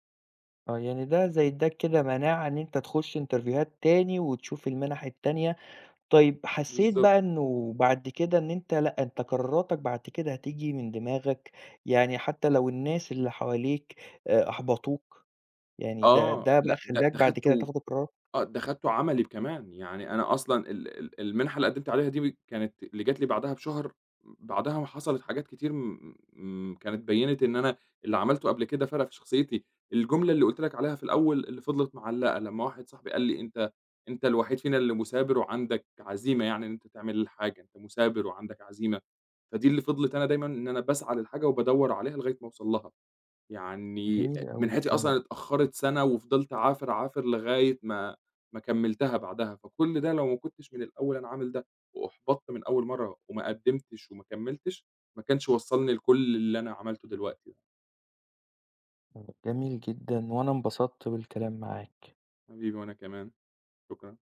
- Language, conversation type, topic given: Arabic, podcast, قرار غيّر مسار حياتك
- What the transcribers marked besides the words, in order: in English: "إنترفيوهات"; other noise